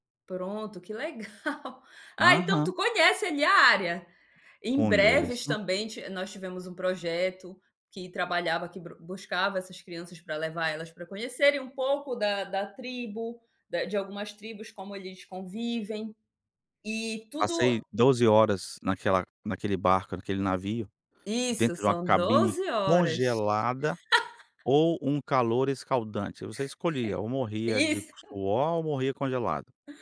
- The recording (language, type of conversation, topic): Portuguese, podcast, Como vocês ensinam as crianças sobre as tradições?
- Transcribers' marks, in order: laugh; laugh; laugh; chuckle